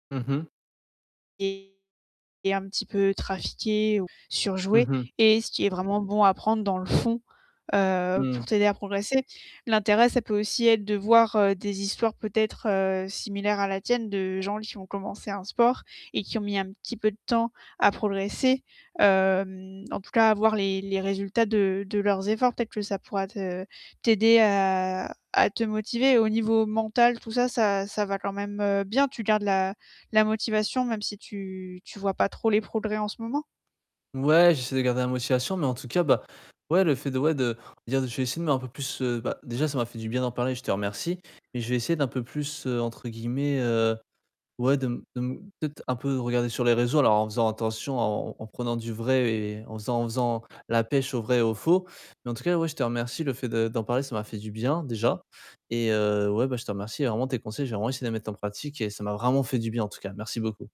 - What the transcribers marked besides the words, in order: distorted speech
- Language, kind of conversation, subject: French, advice, Que puis-je faire si je m’entraîne régulièrement mais que je ne constate plus d’amélioration ?